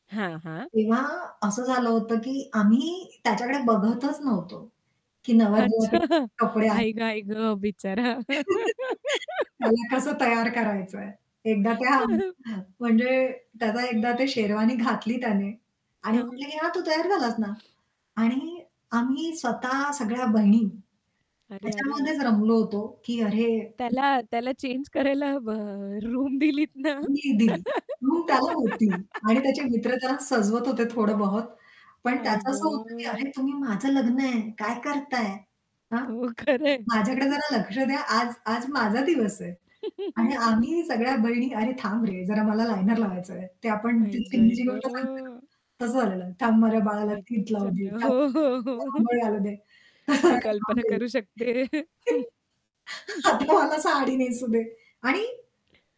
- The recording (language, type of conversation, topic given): Marathi, podcast, कपड्यांमुळे तुमचा मूड बदलतो का?
- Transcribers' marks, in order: static; tapping; distorted speech; laughing while speaking: "अच्छा"; chuckle; laughing while speaking: "बिचारा"; laugh; chuckle; horn; unintelligible speech; in English: "चेंज"; in English: "रूम"; laughing while speaking: "दिलीत ना?"; giggle; drawn out: "आई गं"; laughing while speaking: "हो, खरं आहे"; chuckle; other background noise; laughing while speaking: "हो, हो, हो, हो"; laughing while speaking: "तसं झालेलं, जरा थांब रे"; laughing while speaking: "शकते"; chuckle